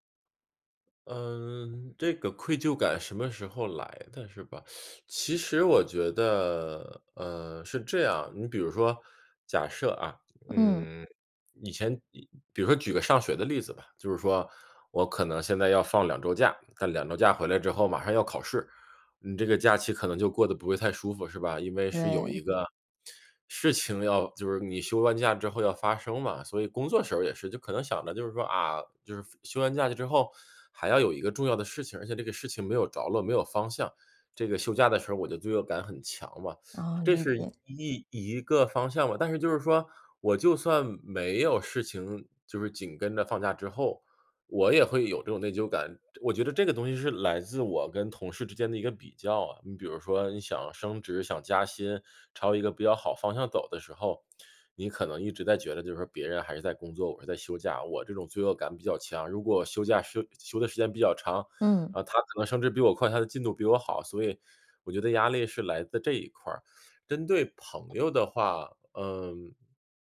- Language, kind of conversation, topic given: Chinese, advice, 休闲时我总是感到内疚或分心，该怎么办？
- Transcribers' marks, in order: tapping; teeth sucking; other background noise